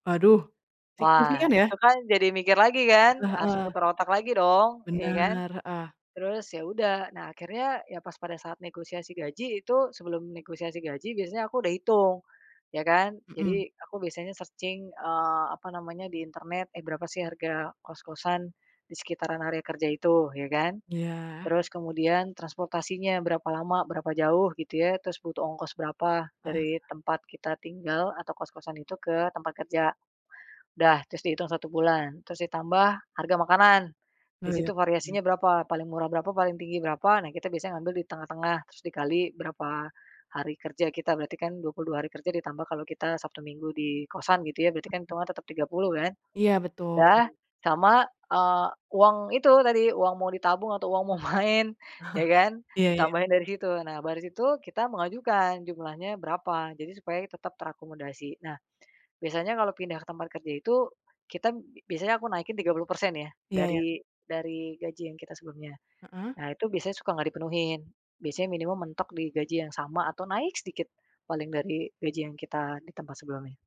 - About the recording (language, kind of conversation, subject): Indonesian, podcast, Bagaimana kamu memilih antara gaji tinggi dan pekerjaan yang kamu sukai?
- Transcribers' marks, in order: tapping; in English: "searching"; unintelligible speech; laughing while speaking: "main"; laugh